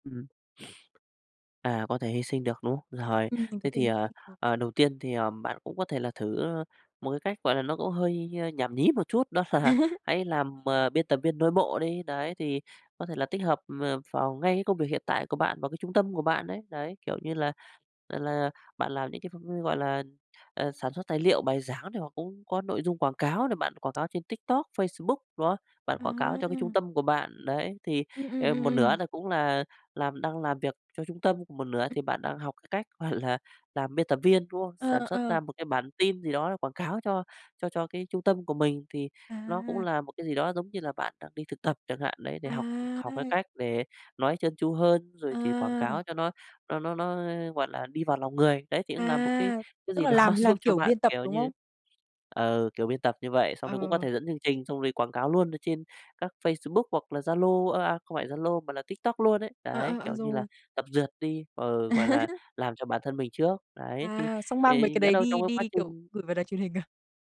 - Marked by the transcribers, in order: sniff; tapping; laughing while speaking: "là"; laugh; laughing while speaking: "gọi là"; laughing while speaking: "đó"; laugh
- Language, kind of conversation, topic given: Vietnamese, advice, Làm sao để không phải giấu đam mê thật mà vẫn giữ được công việc ổn định?